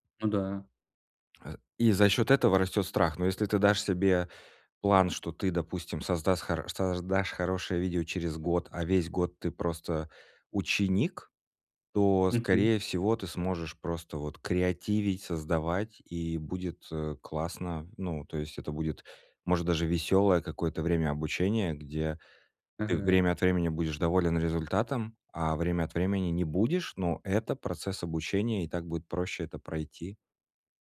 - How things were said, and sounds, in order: none
- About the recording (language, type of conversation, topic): Russian, advice, Как перестать бояться провала и начать больше рисковать?